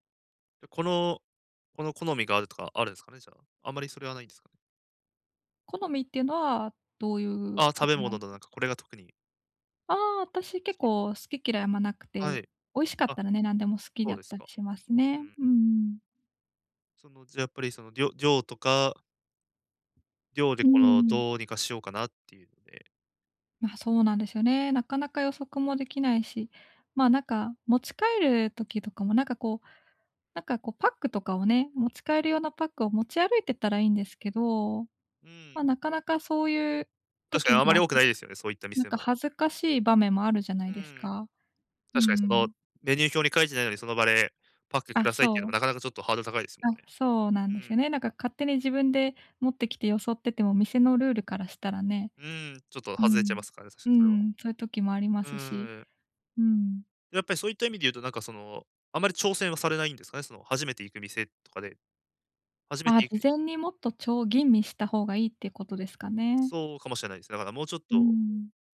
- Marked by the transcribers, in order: none
- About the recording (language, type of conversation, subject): Japanese, advice, 外食のとき、健康に良い選び方はありますか？